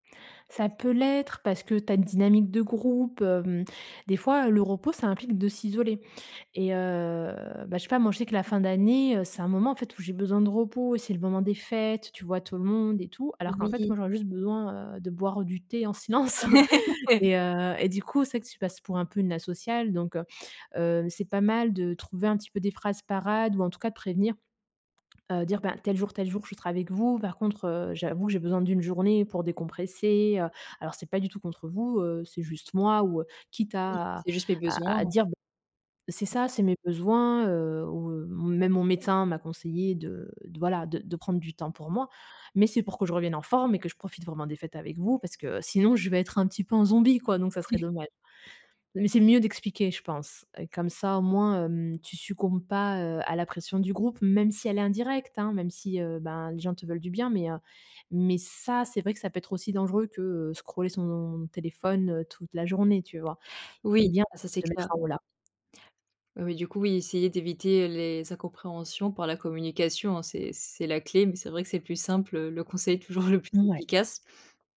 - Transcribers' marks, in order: drawn out: "heu"; laugh; chuckle; tapping; other background noise; chuckle
- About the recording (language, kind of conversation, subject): French, podcast, Comment éviter de culpabiliser quand on se repose ?